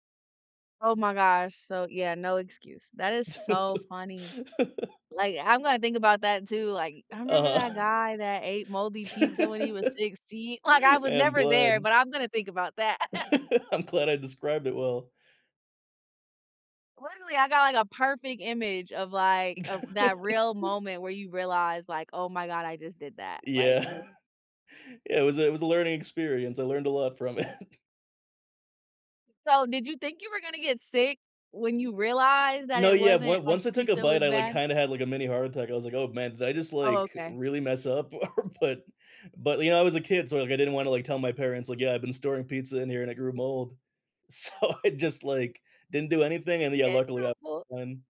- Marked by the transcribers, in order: laugh; laugh; laugh; other background noise; laugh; chuckle; laughing while speaking: "it"; laughing while speaking: "Or"; laughing while speaking: "So I just"
- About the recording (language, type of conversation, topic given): English, unstructured, What is a childhood memory that still makes you smile?
- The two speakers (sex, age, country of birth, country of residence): female, 30-34, United States, United States; male, 30-34, India, United States